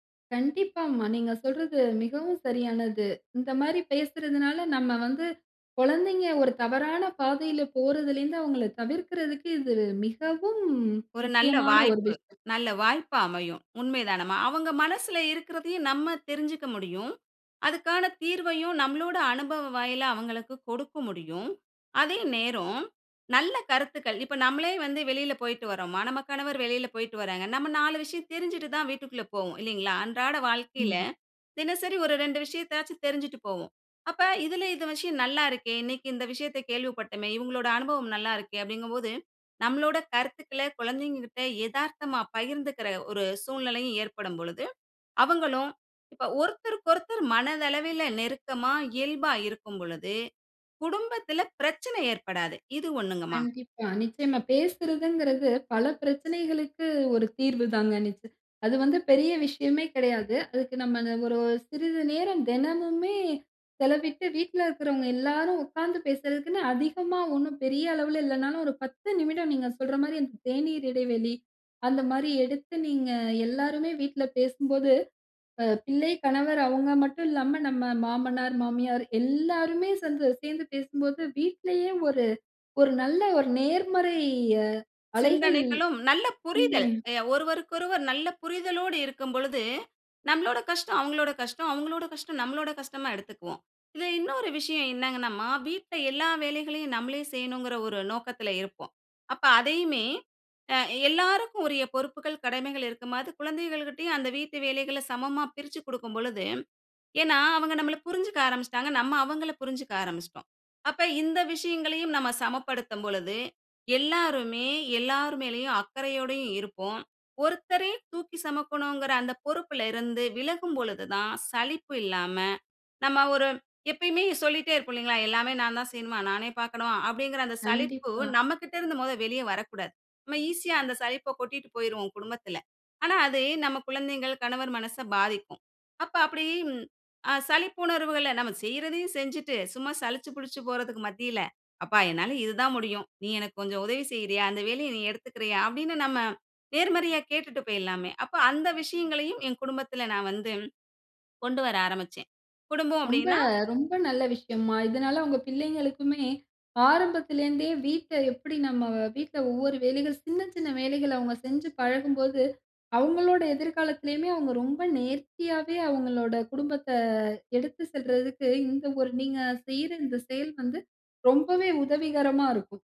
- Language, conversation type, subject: Tamil, podcast, வேலைக்கும் வீட்டுக்கும் சமநிலையை நீங்கள் எப்படி சாதிக்கிறீர்கள்?
- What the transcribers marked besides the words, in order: other noise; trusting: "கொழந்தைங்க கிட்ட எதார்த்தமா பகிர்ந்துக்கிற ஒரு … ஏற்படாது, இது ஒண்ணுங்கம்மா"; other background noise; "சேந்து" said as "சந்து"; drawn out: "குடும்பத்த"